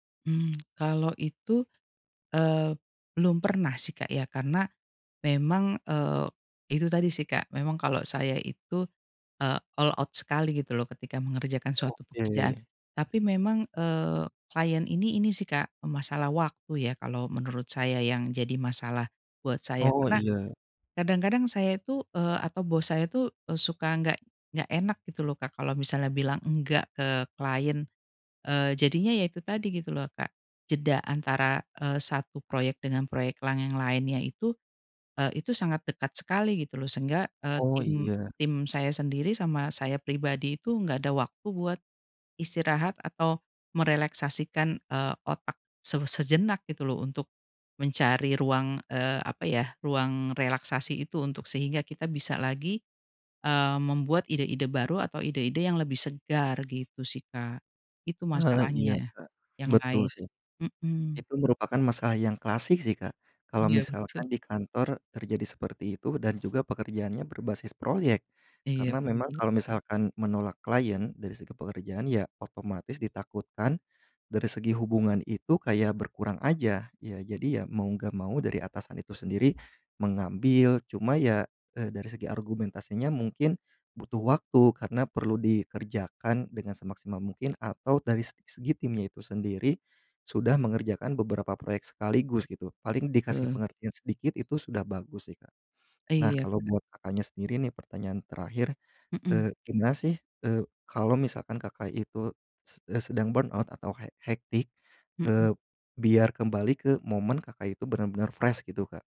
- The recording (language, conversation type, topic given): Indonesian, podcast, Pernahkah kamu merasa kehilangan identitas kreatif, dan apa penyebabnya?
- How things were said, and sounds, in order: tongue click; in English: "all out"; other background noise; tapping; in English: "burnout"; in English: "hectic"; in English: "fresh"